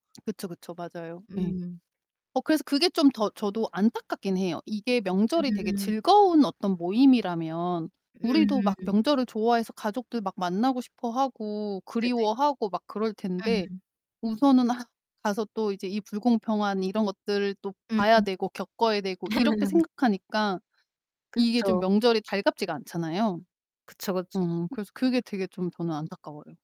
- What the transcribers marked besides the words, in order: distorted speech; sigh; laugh
- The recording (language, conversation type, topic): Korean, unstructured, 한국 명절 때 가장 기억에 남는 풍습은 무엇인가요?